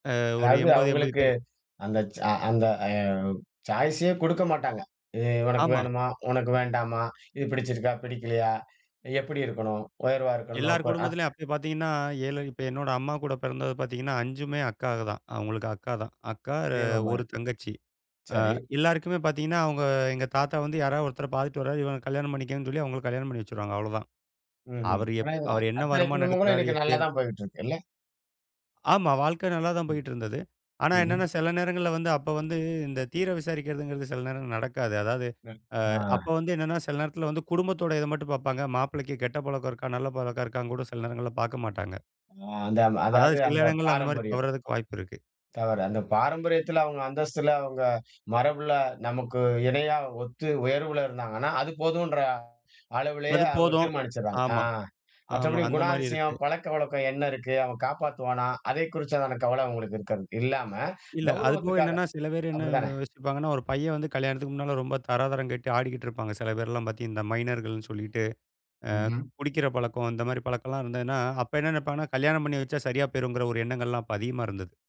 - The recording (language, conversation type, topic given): Tamil, podcast, திருமணத்தில் குடும்பத்தின் எதிர்பார்ப்புகள் எவ்வளவு பெரியதாக இருக்கின்றன?
- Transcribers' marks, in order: in English: "சாயிசே"; tapping; other noise